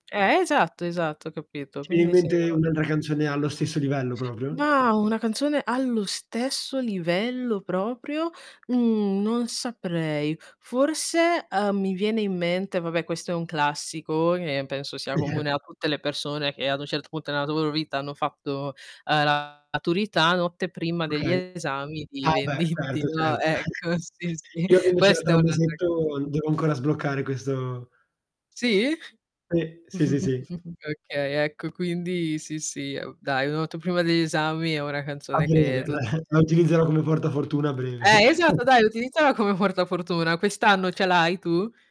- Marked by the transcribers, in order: tapping; static; distorted speech; other background noise; chuckle; "loro" said as "dloro"; laughing while speaking: "Venditti"; chuckle; laughing while speaking: "sì"; mechanical hum; chuckle; "Sì" said as "ì"; "Notte" said as "noto"; chuckle; unintelligible speech; chuckle
- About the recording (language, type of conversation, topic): Italian, unstructured, Hai un ricordo felice legato a una canzone?